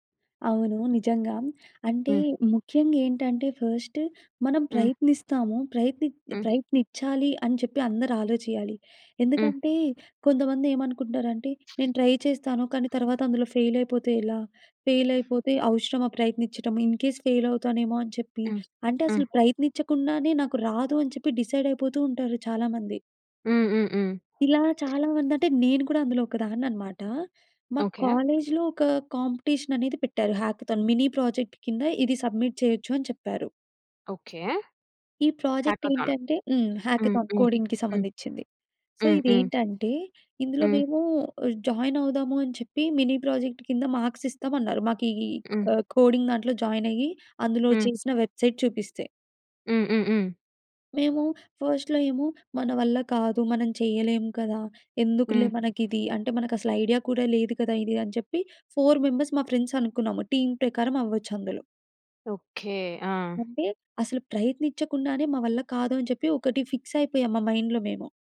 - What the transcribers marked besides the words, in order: other background noise; in English: "ఫస్ట్"; "ఆలోచించాలి" said as "ఆలోచియాలి"; in English: "ట్రై"; in English: "ఫెయిల్"; in English: "ఇన్ కేస్ ఫెయిల్"; in English: "డిసైడ్"; in English: "కాలేజ్‌లో"; in English: "కాంపిటీషన్"; in English: "హ్యాకథాన్. మినీ ప్రాజెక్ట్"; in English: "సబ్మిట్"; in English: "హ్యాకథాన్"; in English: "ప్రాజెక్ట్"; in English: "హ్యాకథాన్. కోడింగ్‌కి"; in English: "సో"; in English: "జాయిన్"; in English: "మిని ప్రాజెక్ట్"; in English: "మార్క్స్"; in English: "కోడింగ్"; in English: "జాయిన్"; in English: "వెబ్‌సైట్"; in English: "ఫస్ట్‌లో"; in English: "ఫోర్ మెంబర్స్"; in English: "ఫ్రెండ్స్"; in English: "టీమ్"; in English: "ఫిక్స్"; in English: "మైండ్‌లో"
- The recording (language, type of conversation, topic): Telugu, podcast, ఒక ప్రాజెక్టు విఫలమైన తర్వాత పాఠాలు తెలుసుకోడానికి మొదట మీరు ఏం చేస్తారు?